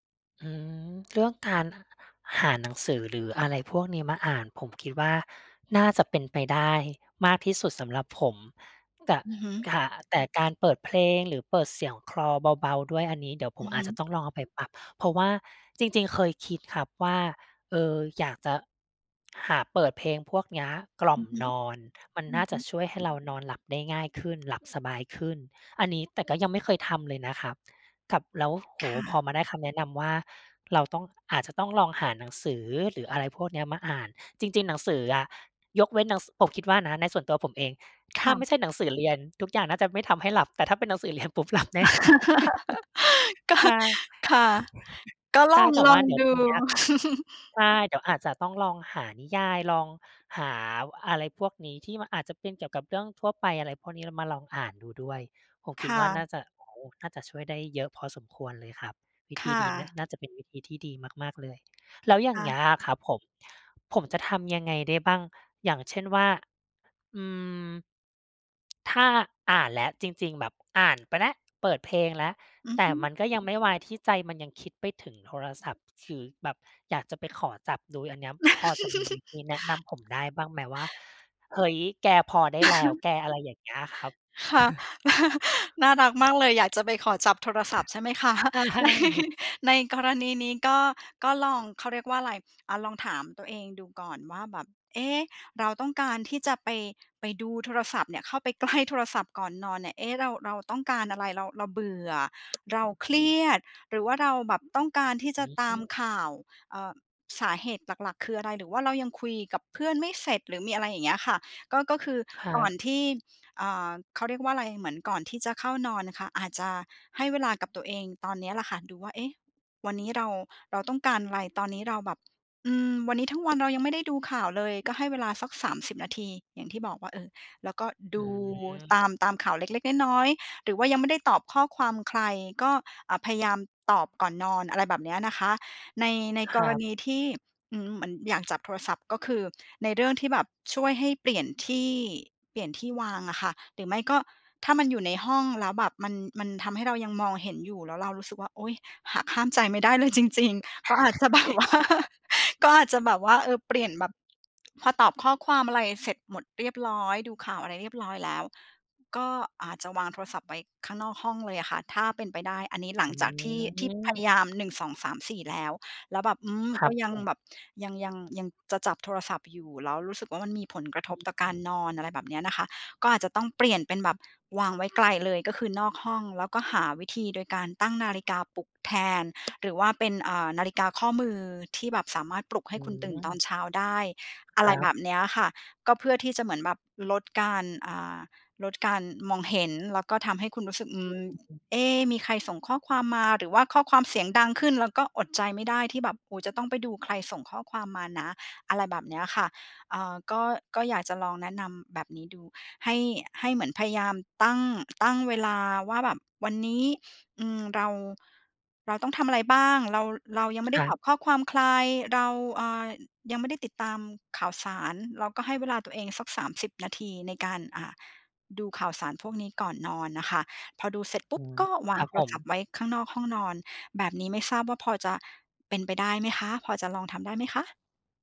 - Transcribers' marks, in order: other background noise; chuckle; laughing while speaking: "ก็"; laughing while speaking: "หลับแน่นอน"; chuckle; chuckle; chuckle; other noise; chuckle; laughing while speaking: "คะ"; chuckle; laughing while speaking: "ใช่"; laughing while speaking: "ใกล้"; tapping; chuckle; laughing while speaking: "แบบว่า"; unintelligible speech
- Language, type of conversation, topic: Thai, advice, ทำไมฉันถึงวางโทรศัพท์ก่อนนอนไม่ได้ทุกคืน?